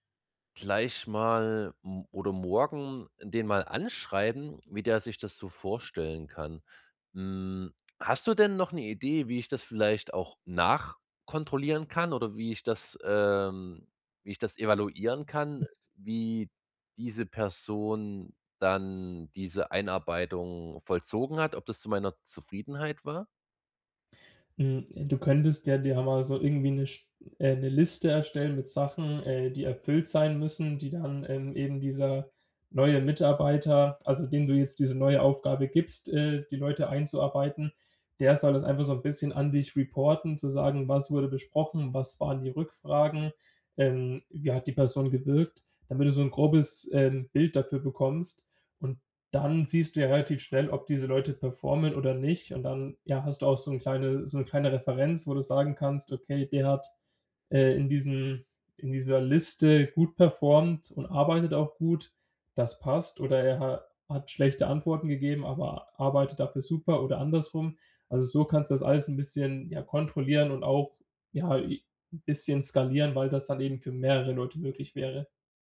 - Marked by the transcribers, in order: stressed: "nachkontrollieren"
- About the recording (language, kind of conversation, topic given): German, advice, Wie kann ich Aufgaben richtig delegieren, damit ich Zeit spare und die Arbeit zuverlässig erledigt wird?